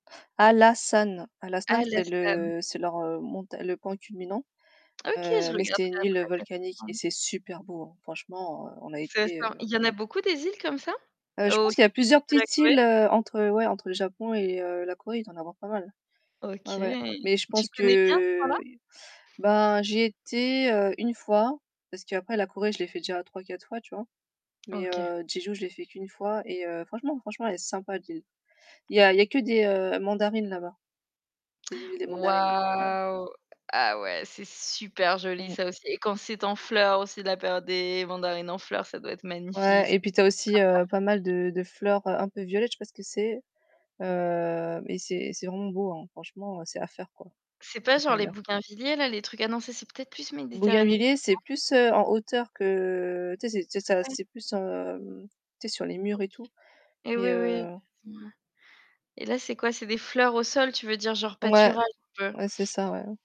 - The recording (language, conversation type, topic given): French, unstructured, As-tu une destination de rêve que tu aimerais visiter un jour ?
- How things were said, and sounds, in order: distorted speech; "Hallasam" said as "Hallasan"; static; drawn out: "que"; drawn out: "Wahou !"; mechanical hum; unintelligible speech; tapping